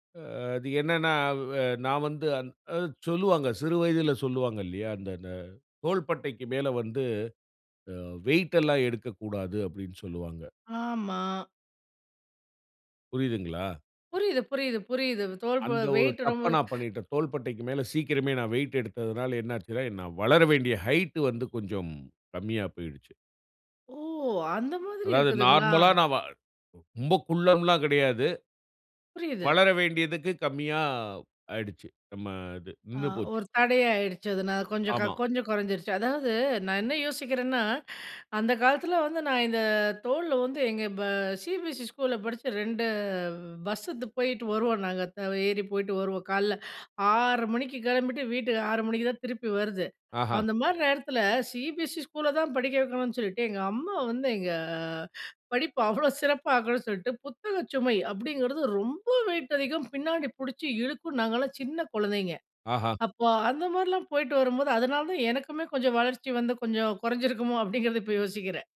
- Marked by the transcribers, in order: sad: "அந்த ஒரு தப்ப நான் பண்ணிட்டேன் … கொஞ்சம் கம்மியா போயுடுச்சு"; wind; other background noise; in English: "ஹயிட்"; surprised: "ஓ! அந்த மாதிரி இருக்குதுங்களா?"; inhale; "காலையில" said as "கால்ல"; inhale; "மாதிரிலாம்" said as "மாரிலாம்"
- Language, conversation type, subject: Tamil, podcast, உங்கள் உடற்பயிற்சி பழக்கத்தை எப்படி உருவாக்கினீர்கள்?